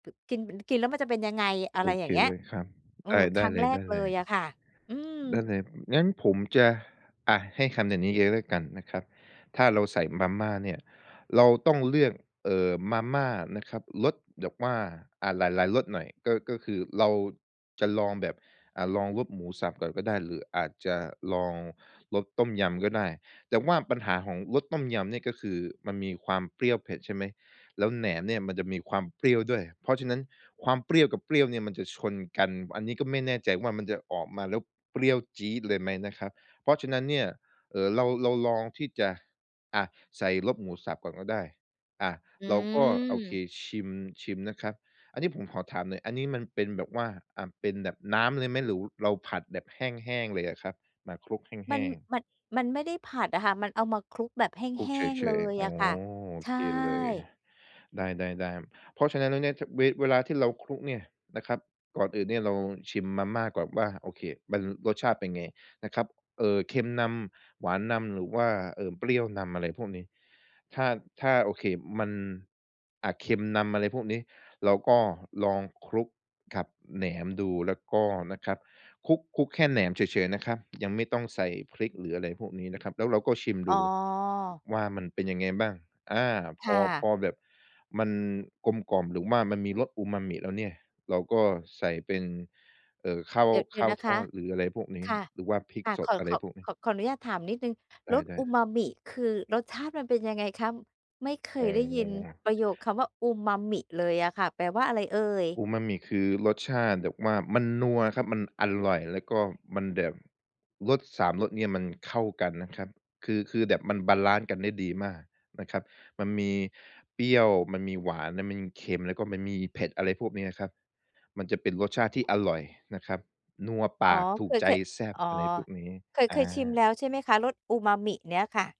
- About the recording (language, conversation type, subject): Thai, advice, จะลองทำเมนูใหม่โดยไม่กลัวความล้มเหลวได้อย่างไร?
- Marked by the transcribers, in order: tapping; other background noise; "เลย" said as "เยย"; other noise